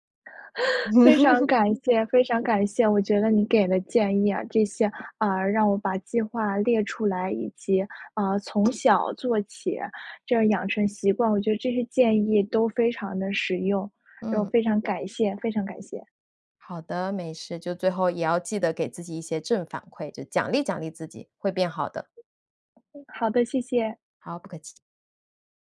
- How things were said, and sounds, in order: laugh; tapping; other background noise
- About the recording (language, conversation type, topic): Chinese, advice, 为什么我想同时养成多个好习惯却总是失败？